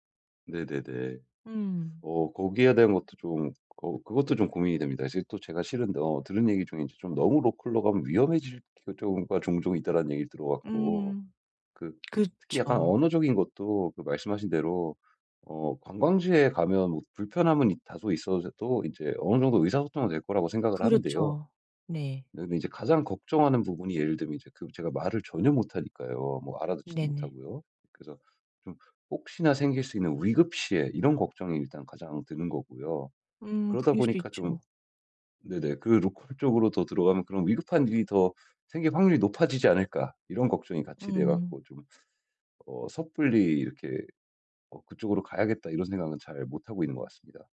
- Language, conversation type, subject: Korean, advice, 여행 중 언어 장벽을 어떻게 극복해 더 잘 의사소통할 수 있을까요?
- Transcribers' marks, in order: other background noise